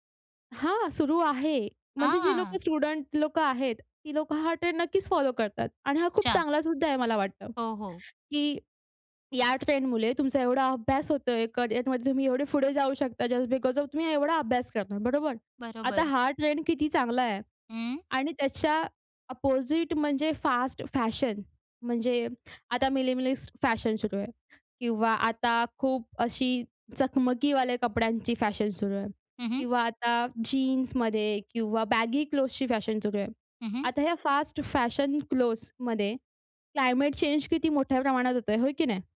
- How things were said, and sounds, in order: in English: "स्टुडंट"; in English: "फॉलो"; in English: "करिअरमध्ये"; in English: "जस्ट बिकोज ऑफ"; in English: "ऑपोजिट"; in English: "मिलीमिलीस्ट"; "मिनिमलिस्ट" said as "मिलीमिलीस्ट"; in English: "बॅगी क्लोथ्सची"; in English: "क्लोथ्समध्ये, क्लायमेट चेंज"
- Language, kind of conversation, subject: Marathi, podcast, सोशल मीडियावर व्हायरल होणारे ट्रेंड्स तुम्हाला कसे वाटतात?